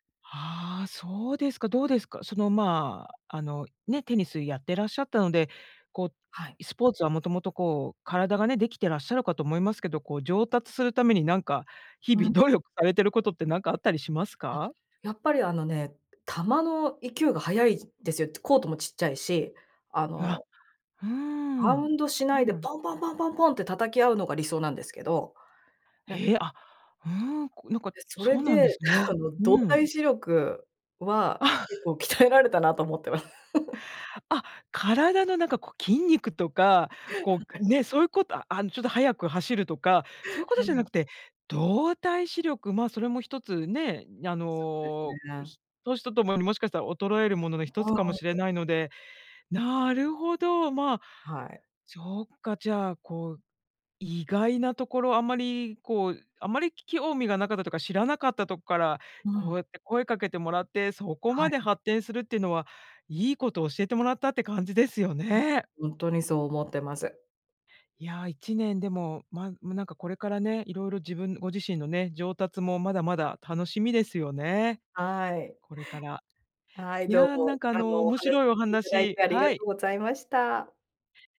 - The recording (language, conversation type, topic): Japanese, podcast, 最近ハマっている遊びや、夢中になっている創作活動は何ですか？
- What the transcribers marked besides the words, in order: laughing while speaking: "あの"; laughing while speaking: "鍛えられたなと思ってま"; laugh; laughing while speaking: "はい"